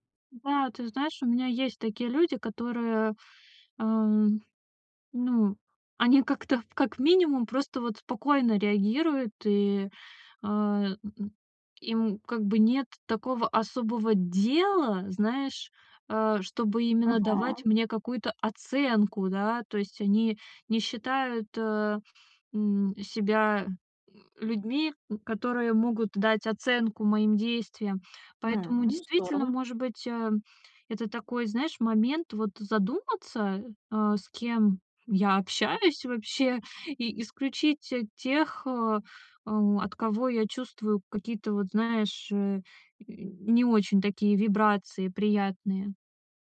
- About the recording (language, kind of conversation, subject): Russian, advice, Как мне перестать бояться оценки со стороны других людей?
- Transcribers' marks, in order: none